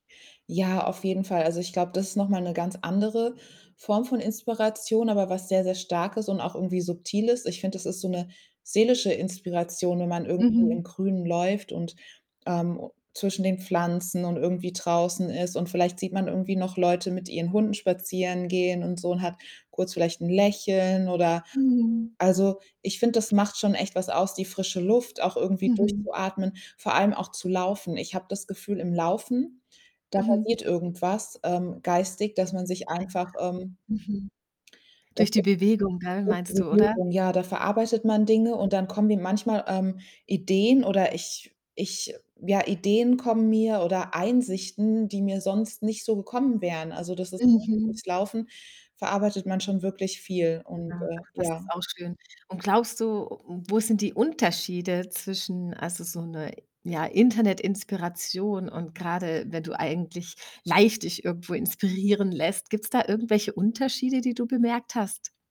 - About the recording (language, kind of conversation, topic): German, podcast, Wo findest du Inspiration außerhalb des Internets?
- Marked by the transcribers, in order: other background noise; distorted speech